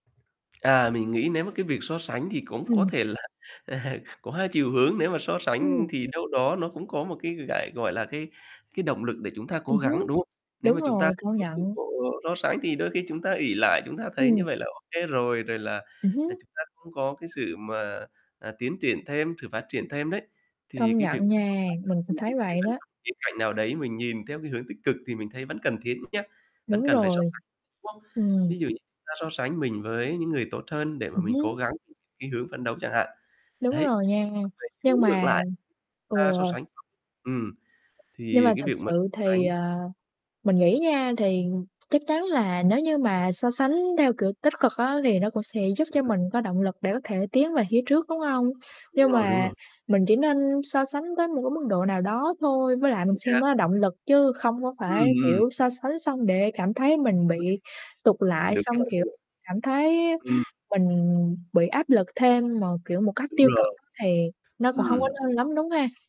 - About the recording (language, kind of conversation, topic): Vietnamese, unstructured, Bạn có khi nào cảm thấy bị áp lực từ người khác không?
- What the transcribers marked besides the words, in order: other background noise; chuckle; distorted speech; unintelligible speech; tapping; unintelligible speech; mechanical hum